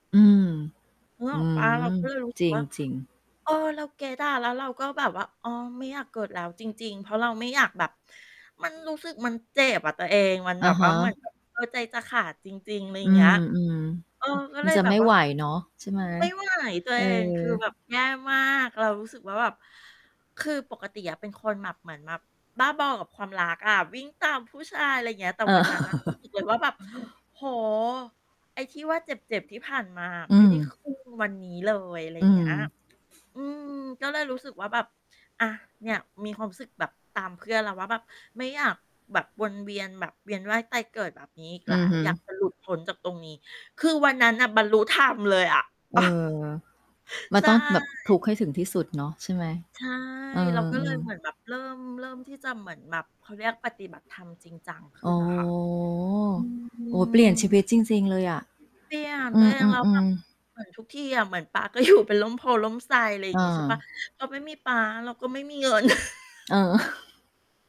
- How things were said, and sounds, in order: static; distorted speech; other background noise; chuckle; other noise; chuckle; drawn out: "โอ้โฮ"; drawn out: "อืม"; laughing while speaking: "อยู่"; chuckle
- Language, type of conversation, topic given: Thai, unstructured, คุณคิดว่าการสูญเสียคนที่รักเปลี่ยนชีวิตของคุณไปอย่างไร?